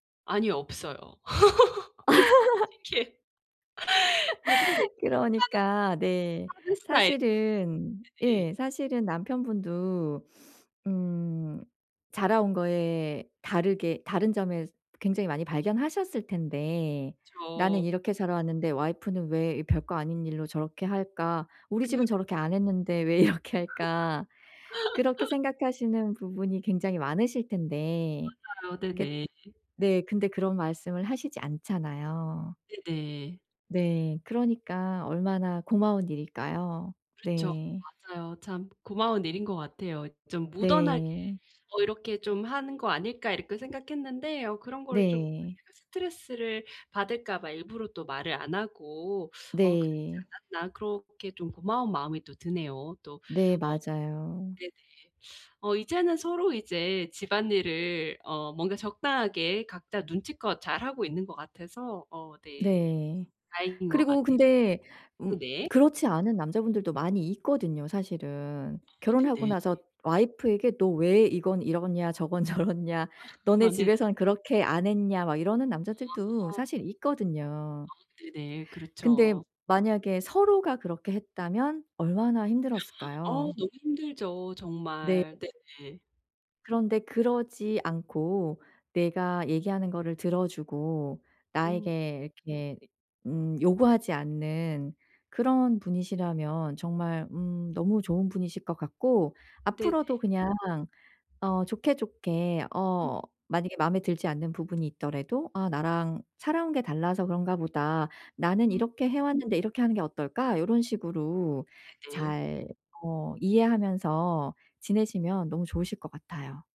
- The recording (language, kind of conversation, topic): Korean, advice, 다툴 때 서로의 감정을 어떻게 이해할 수 있을까요?
- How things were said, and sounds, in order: laugh; laughing while speaking: "그게 너무 신기해"; laugh; unintelligible speech; laughing while speaking: "왜 이렇게"; laugh; laughing while speaking: "저렇냐"; laugh; gasp; other background noise